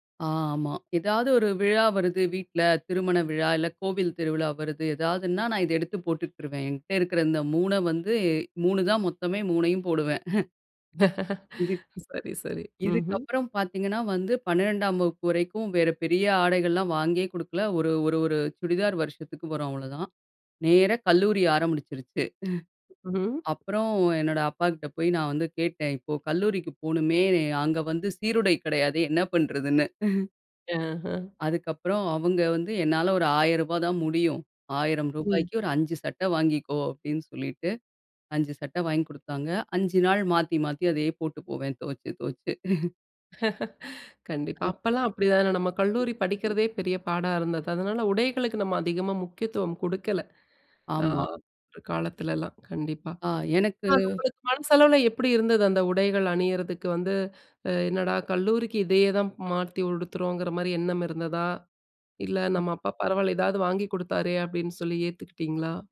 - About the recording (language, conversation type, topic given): Tamil, podcast, வயது அதிகரிக்கத் தொடங்கியபோது உங்கள் உடைத் தேர்வுகள் எப்படி மாறின?
- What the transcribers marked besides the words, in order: chuckle; laugh; other noise; chuckle; chuckle; chuckle; tapping; other background noise